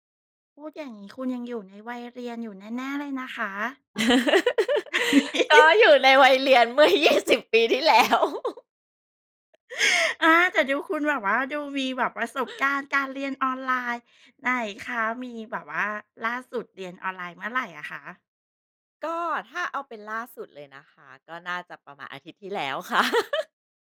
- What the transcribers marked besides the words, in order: laugh; laughing while speaking: "เมื่อ ยี่สิบ ปีที่แล้ว"; laugh; chuckle; laugh
- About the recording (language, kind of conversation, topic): Thai, podcast, การเรียนออนไลน์เปลี่ยนแปลงการศึกษาอย่างไรในมุมมองของคุณ?